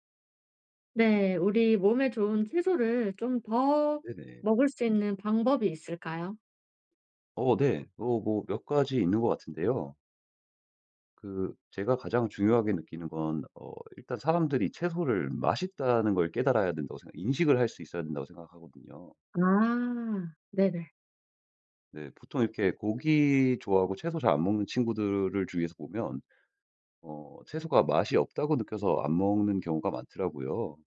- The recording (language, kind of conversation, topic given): Korean, podcast, 채소를 더 많이 먹게 만드는 꿀팁이 있나요?
- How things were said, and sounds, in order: none